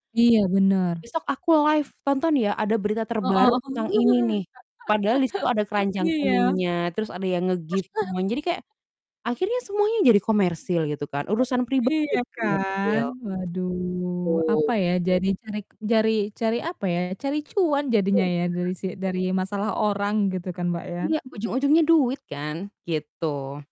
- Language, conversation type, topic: Indonesian, unstructured, Bagaimana pendapatmu tentang artis yang hanya fokus mencari sensasi?
- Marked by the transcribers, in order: in English: "live"; laugh; in English: "nge-gift"; laugh; unintelligible speech; distorted speech; chuckle